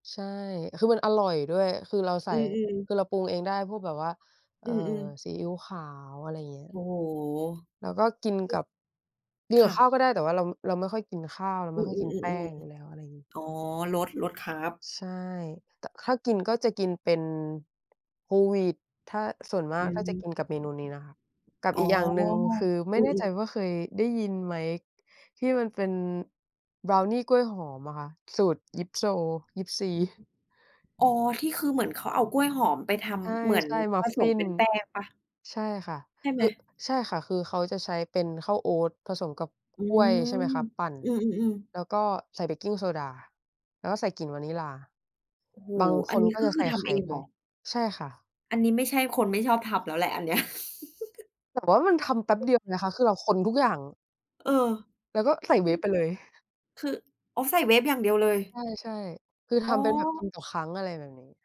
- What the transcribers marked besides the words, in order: other background noise; chuckle
- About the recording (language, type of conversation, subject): Thai, unstructured, กิจกรรมใดช่วยให้คุณรู้สึกผ่อนคลายมากที่สุด?
- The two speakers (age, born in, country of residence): 20-24, Thailand, Thailand; 30-34, Thailand, Thailand